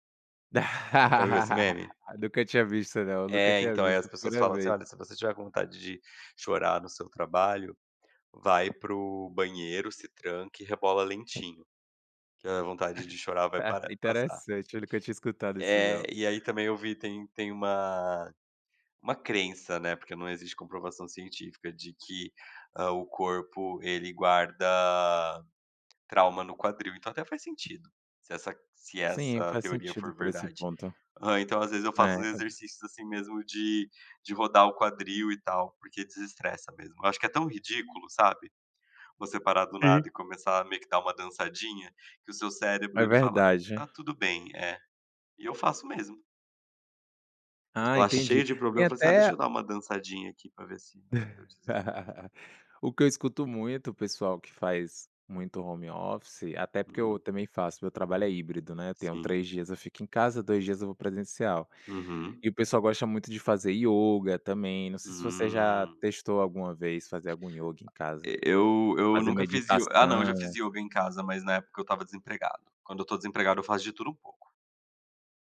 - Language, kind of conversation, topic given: Portuguese, podcast, Como você estabelece limites entre trabalho e vida pessoal em casa?
- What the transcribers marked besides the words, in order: laugh; chuckle; tapping; laugh; in English: "home office"; other noise